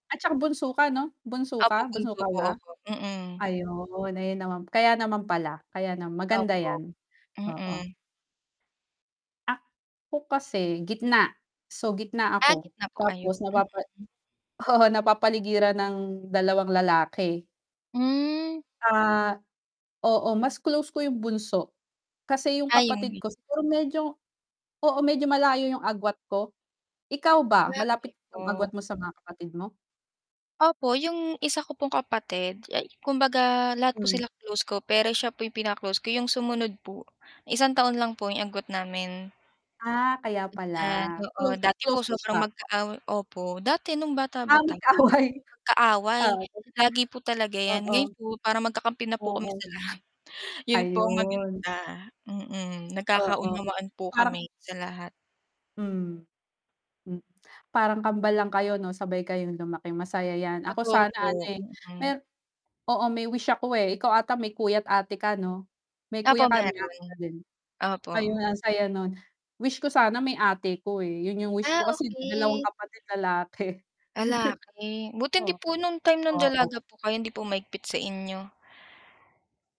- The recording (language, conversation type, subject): Filipino, unstructured, Paano mo ipinapakita ang pagmamahal sa iyong pamilya araw-araw?
- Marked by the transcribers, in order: static; tapping; distorted speech; laughing while speaking: "oo"; mechanical hum; laughing while speaking: "magkaaway"; chuckle; other noise